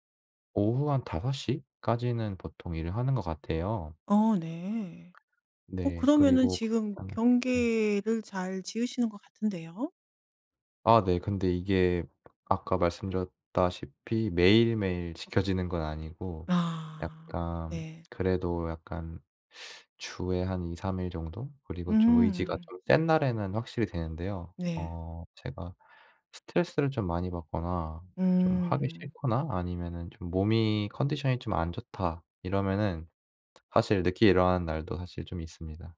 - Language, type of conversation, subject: Korean, advice, 재택근무로 전환한 뒤 업무 시간과 개인 시간의 경계를 어떻게 조정하고 계신가요?
- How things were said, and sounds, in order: other background noise